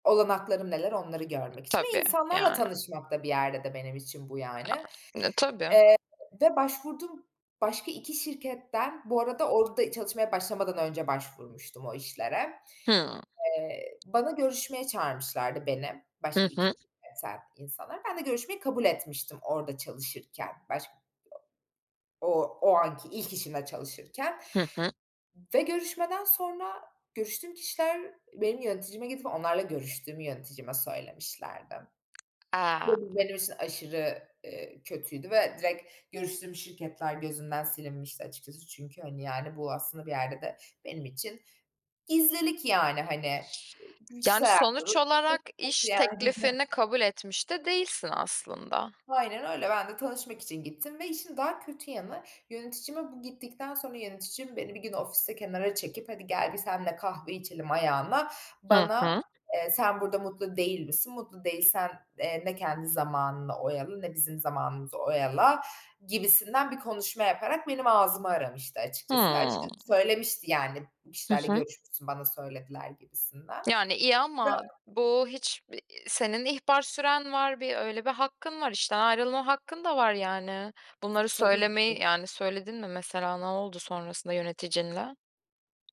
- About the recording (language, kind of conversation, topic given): Turkish, podcast, İlk iş deneyimin nasıldı?
- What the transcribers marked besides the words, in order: tapping; other background noise; unintelligible speech; unintelligible speech; unintelligible speech; giggle; unintelligible speech